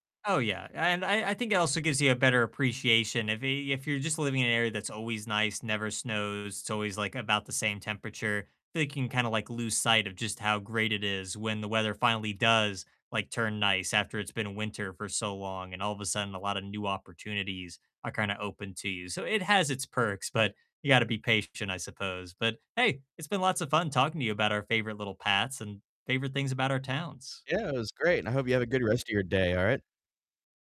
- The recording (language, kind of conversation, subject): English, unstructured, What is your favorite walking route, and what makes it special?
- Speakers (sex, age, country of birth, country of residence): male, 25-29, United States, United States; male, 30-34, United States, United States
- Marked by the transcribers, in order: distorted speech